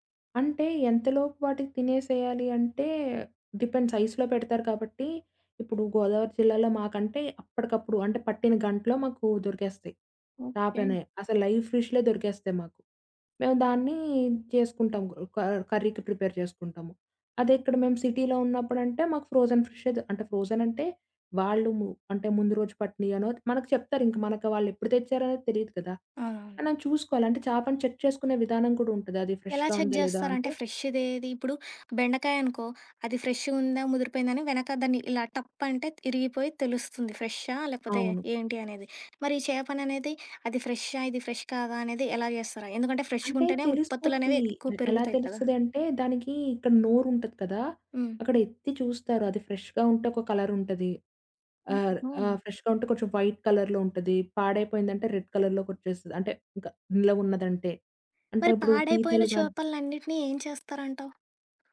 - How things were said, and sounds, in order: in English: "డిపెండ్స్"; in English: "ప్రిపేర్"; other background noise; in English: "ఫ్రోజన్"; in English: "ఫ్రోజన్"; in English: "చెక్"; in English: "ఫ్రెష్‌గా"; in English: "చెక్"; in English: "ఫ్రెష్"; in English: "ఫ్రెష్"; in English: "ఫ్రెష్"; in English: "ఫ్రెష్‌గా"; in English: "కలర్"; in English: "ఫ్రెష్‌గా"; in English: "వైట్ కలర్‌లో"; in English: "రెడ్ కలర్‌లోకి"
- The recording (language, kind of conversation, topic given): Telugu, podcast, మత్స్య ఉత్పత్తులను సుస్థిరంగా ఎంపిక చేయడానికి ఏమైనా సూచనలు ఉన్నాయా?